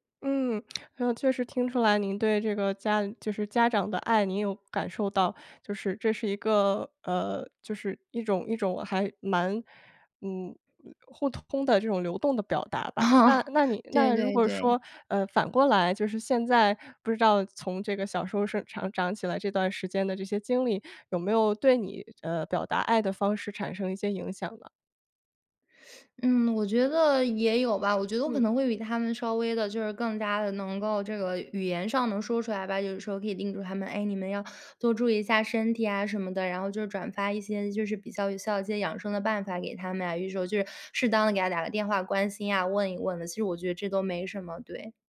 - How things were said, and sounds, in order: lip smack; other background noise; laughing while speaking: "哦"
- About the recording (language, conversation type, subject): Chinese, podcast, 你小时候最常收到哪种爱的表达？